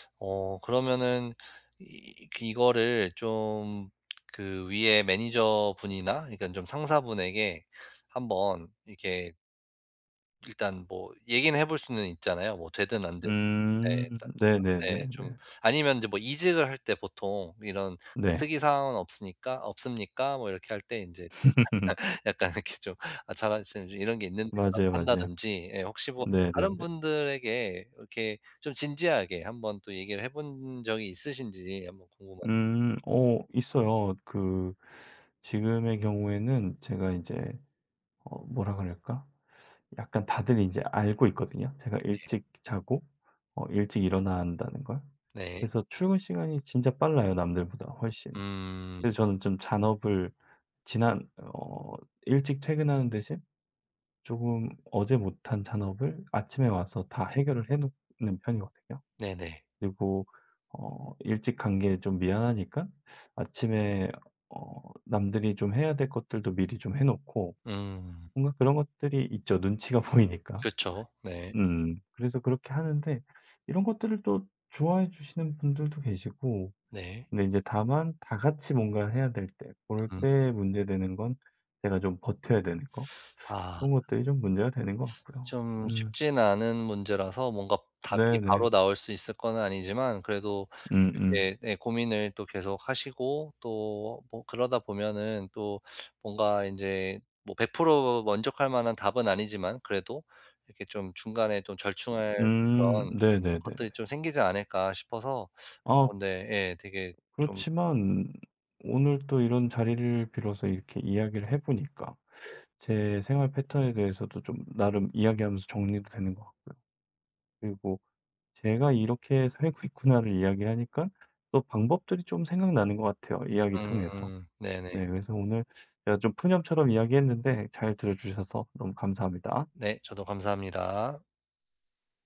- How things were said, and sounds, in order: tapping; other background noise; chuckle; laugh; laughing while speaking: "이렇게"; laughing while speaking: "보이니까"; laughing while speaking: "살고 있구나.'를"
- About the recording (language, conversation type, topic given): Korean, advice, 야간 근무로 수면 시간이 뒤바뀐 상태에 적응하기가 왜 이렇게 어려울까요?